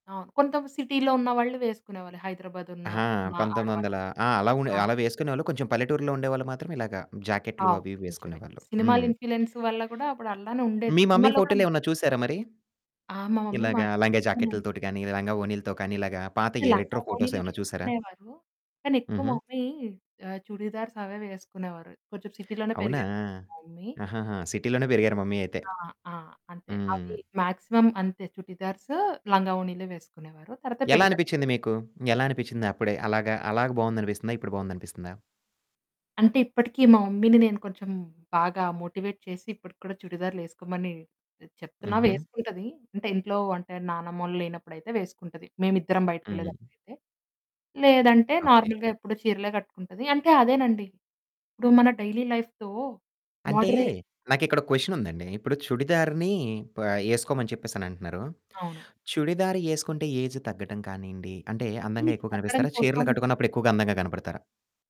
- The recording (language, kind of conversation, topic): Telugu, podcast, సాంప్రదాయాన్ని ఆధునికతతో కలిపి అనుసరించడం మీకు ఏ విధంగా ఇష్టం?
- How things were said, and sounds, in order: in English: "సిటీలో"; in English: "ఇన్ఫ్‌లేయెన్స్"; other background noise; in English: "మమ్మీ"; in English: "మమ్మీ"; distorted speech; static; in English: "రెట్రో ఫోటోస్"; in English: "మమ్మీ"; in English: "చుడీదార్స్"; in English: "సిటీలోనే"; in English: "మమ్మీ"; in English: "సిటీ‌లోనే"; in English: "మమ్మీ"; in English: "మాక్సిమం"; in English: "మమ్మీని"; in English: "మోటివేట్"; in English: "నార్మల్‌గా"; in English: "డైలీ లైఫ్‌తో"; in English: "క్వెషన్"; in English: "ఏజ్"; in English: "ఏజ్"